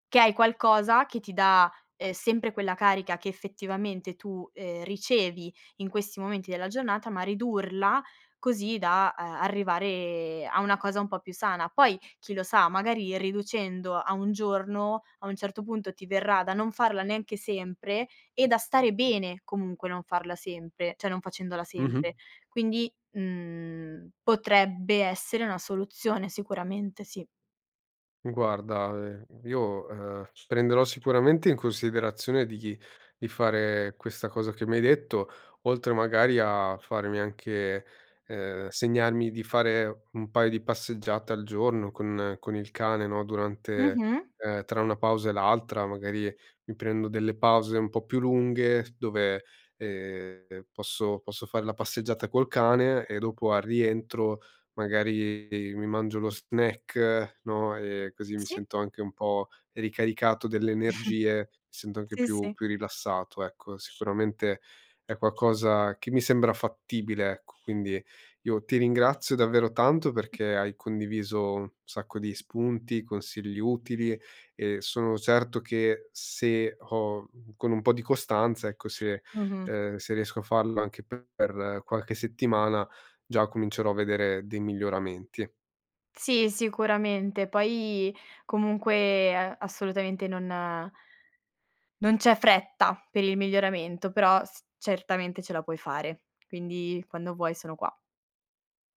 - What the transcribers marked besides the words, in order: "cioè" said as "ceh"; other background noise; chuckle
- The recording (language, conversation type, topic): Italian, advice, Bere o abbuffarsi quando si è stressati